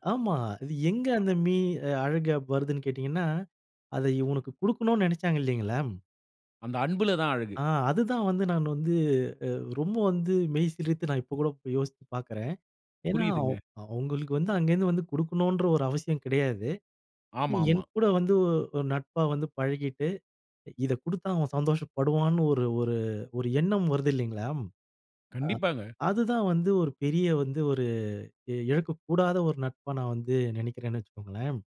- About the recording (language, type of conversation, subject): Tamil, podcast, பால்யகாலத்தில் நடந்த மறக்கமுடியாத ஒரு நட்பு நிகழ்வைச் சொல்ல முடியுமா?
- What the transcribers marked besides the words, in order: none